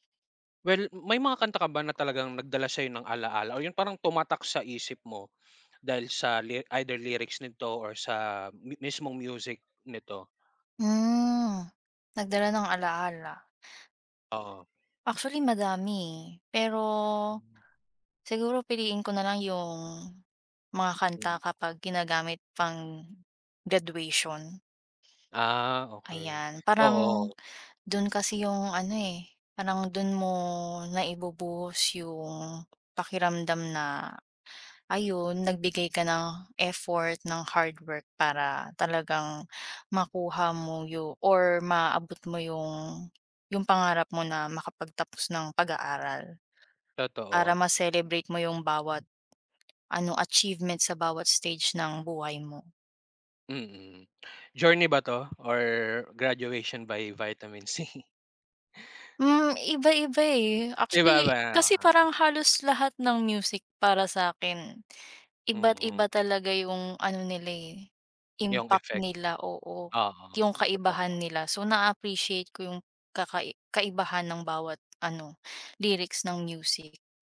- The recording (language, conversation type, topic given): Filipino, unstructured, Paano ka naaapektuhan ng musika sa araw-araw?
- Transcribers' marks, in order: gasp; tapping; other background noise; laughing while speaking: "C?"; gasp